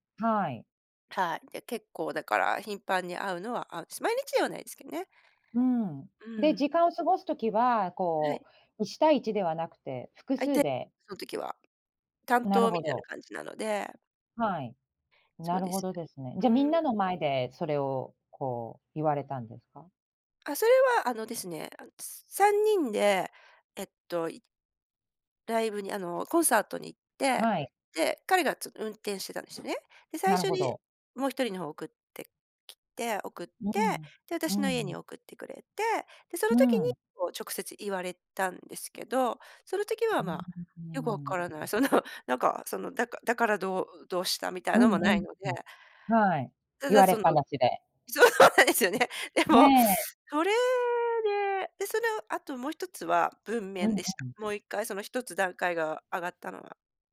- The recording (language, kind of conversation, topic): Japanese, advice, 人間関係で意見を言うのが怖くて我慢してしまうのは、どうすれば改善できますか？
- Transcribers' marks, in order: drawn out: "うーん"; laughing while speaking: "その"; laughing while speaking: "そうなんですよね。でも"; other noise